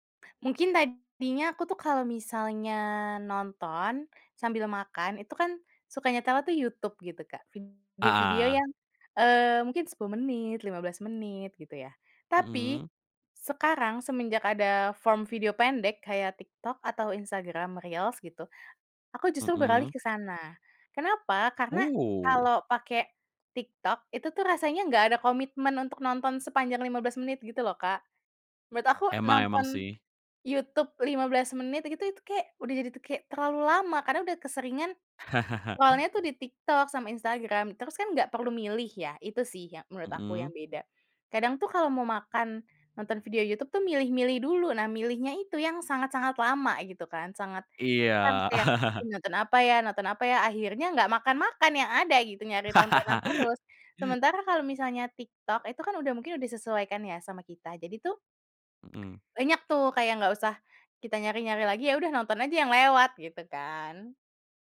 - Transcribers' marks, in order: in English: "form"; laugh; chuckle; laugh; tapping
- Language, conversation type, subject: Indonesian, podcast, Bagaimana media sosial mengubah cara kita mencari pelarian?
- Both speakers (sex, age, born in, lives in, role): female, 20-24, Indonesia, Indonesia, guest; male, 20-24, Indonesia, Hungary, host